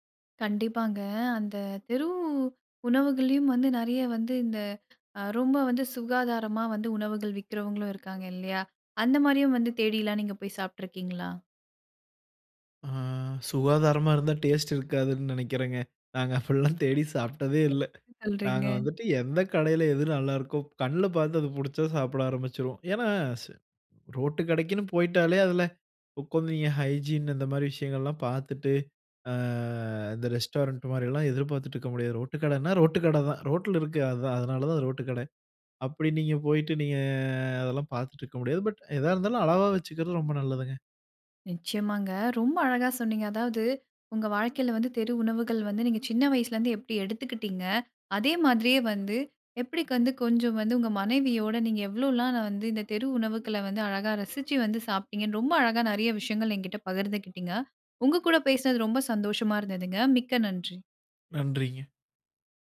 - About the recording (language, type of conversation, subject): Tamil, podcast, அங்குள்ள தெரு உணவுகள் உங்களை முதன்முறையாக எப்படி கவர்ந்தன?
- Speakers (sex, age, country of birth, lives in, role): female, 25-29, India, India, host; male, 25-29, India, India, guest
- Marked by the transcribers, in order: drawn out: "தெரு"; other background noise; laughing while speaking: "நாங்க அப்படியெல்லாம் தேடி சாப்பிட்டதே இல்ல"; "என்ன" said as "என்"; "சொல்றீங்க" said as "ல்றீங்க"; drawn out: "அ"; drawn out: "நீங்க"